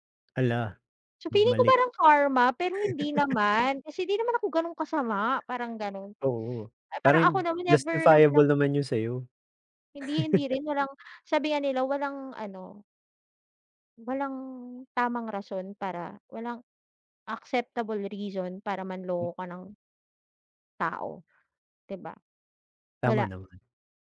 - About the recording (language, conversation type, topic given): Filipino, unstructured, Ano ang nararamdaman mo kapag niloloko ka o pinagsasamantalahan?
- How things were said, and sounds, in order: chuckle; chuckle